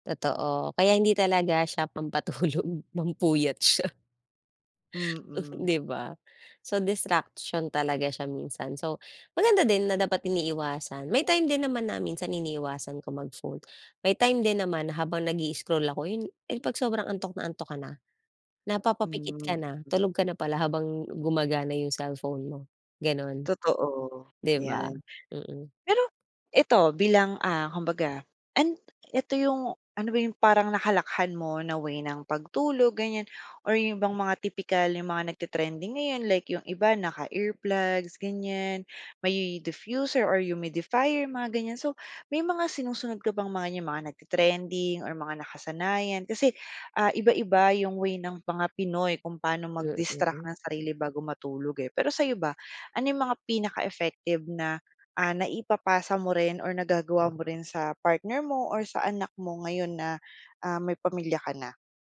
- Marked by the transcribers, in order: laughing while speaking: "pampatulog, pampuyat siya"; tapping; other background noise
- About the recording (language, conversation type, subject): Filipino, podcast, Paano mo inihahanda ang kuwarto para mas mahimbing ang tulog?